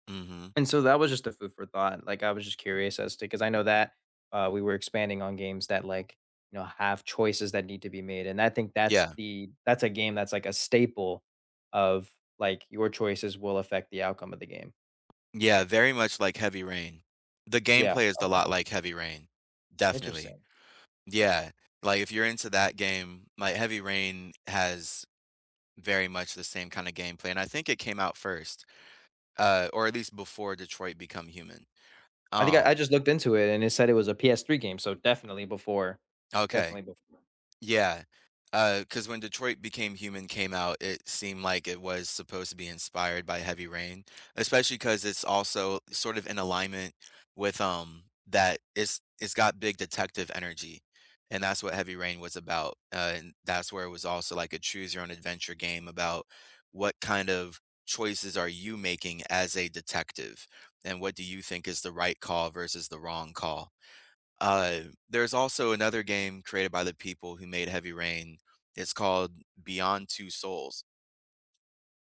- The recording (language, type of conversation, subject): English, unstructured, Which video games feel as cinematic as your favorite movies, and why did they resonate with you?
- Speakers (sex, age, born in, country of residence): male, 18-19, United States, United States; male, 30-34, United States, United States
- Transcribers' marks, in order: tapping